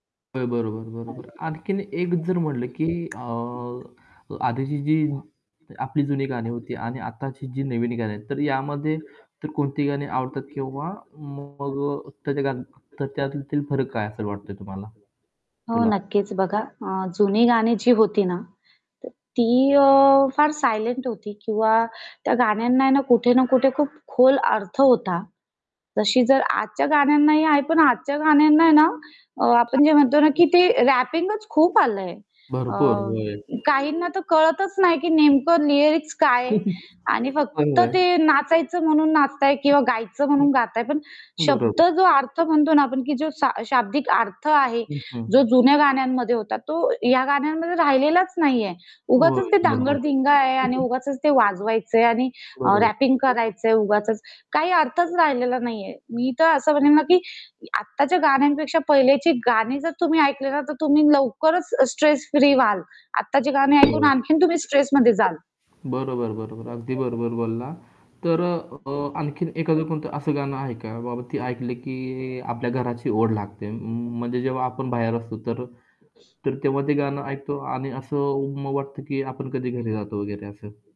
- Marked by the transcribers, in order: static; background speech; tapping; distorted speech; unintelligible speech; horn; in English: "सायलेंट"; other background noise; in English: "रॅपिंगच"; in English: "लिरिक्स"; chuckle; in English: "रॅपिंग"
- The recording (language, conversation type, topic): Marathi, podcast, घरच्या आठवणी जागवणारी कोणती गाणी तुम्हाला लगेच आठवतात?